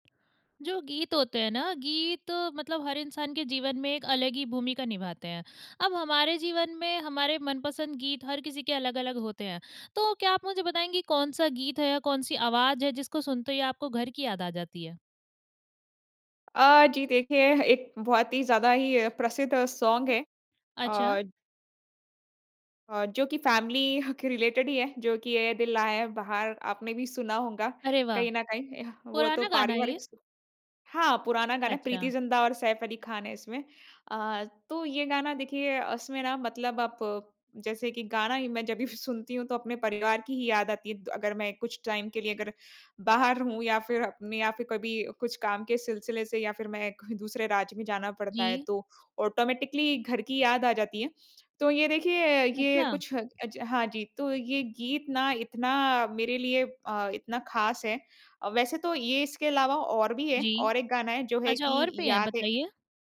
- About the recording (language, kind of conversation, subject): Hindi, podcast, कौन सा गीत या आवाज़ सुनते ही तुम्हें घर याद आ जाता है?
- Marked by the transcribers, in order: in English: "सोंग"; in English: "फ़ैमिली"; chuckle; in English: "रिलेटेड"; chuckle; in English: "ऑटोमैटिकली"; tapping